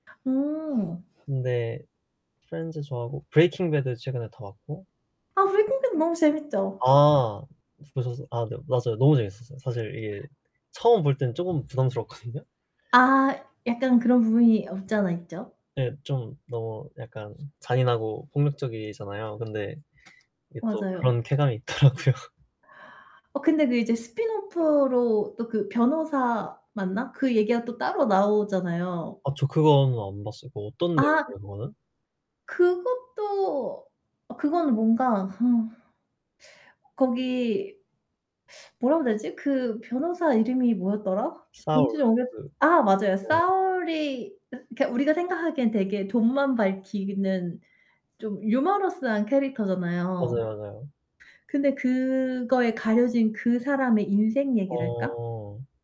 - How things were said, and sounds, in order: other background noise; laughing while speaking: "부담스러웠거든요"; tapping; static; laughing while speaking: "있더라고요"; in English: "스핀오프로"; distorted speech
- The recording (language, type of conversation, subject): Korean, unstructured, 자신만의 특별한 취미를 어떻게 발견하셨나요?